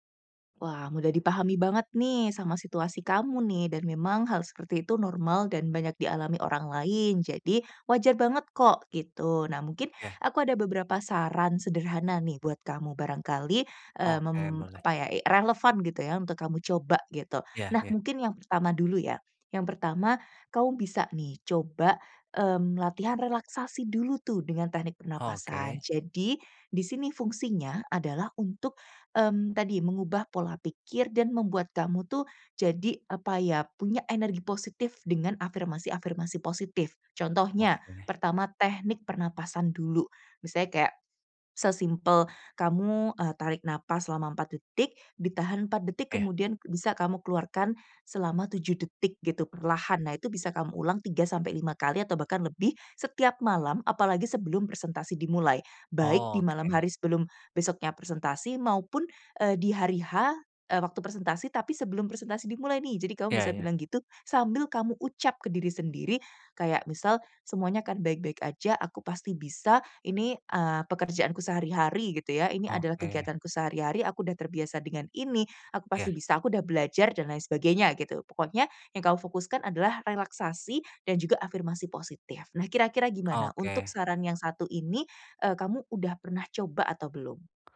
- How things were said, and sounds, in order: none
- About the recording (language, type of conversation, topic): Indonesian, advice, Bagaimana cara mengatasi rasa gugup saat presentasi di depan orang lain?
- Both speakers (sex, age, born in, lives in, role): female, 25-29, Indonesia, Indonesia, advisor; male, 20-24, Indonesia, Indonesia, user